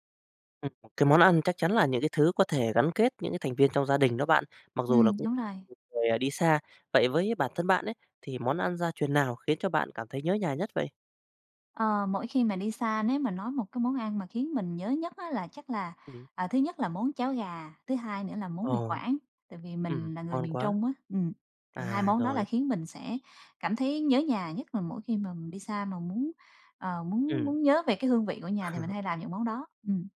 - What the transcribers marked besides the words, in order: tapping; unintelligible speech; chuckle
- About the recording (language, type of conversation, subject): Vietnamese, podcast, Món ăn gia truyền nào khiến bạn nhớ nhà nhất?